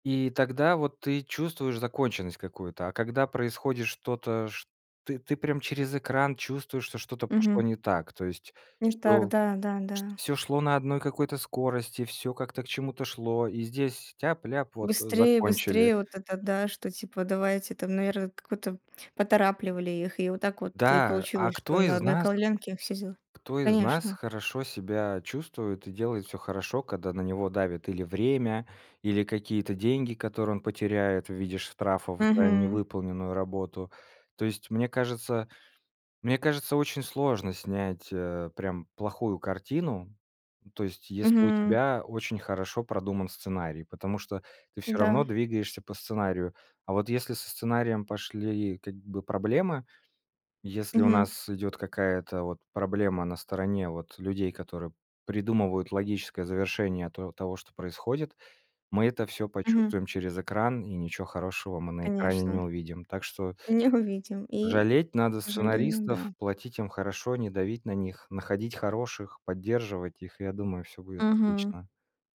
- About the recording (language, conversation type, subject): Russian, podcast, Почему финалы сериалов так часто вызывают споры и недовольство?
- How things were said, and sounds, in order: tapping; other background noise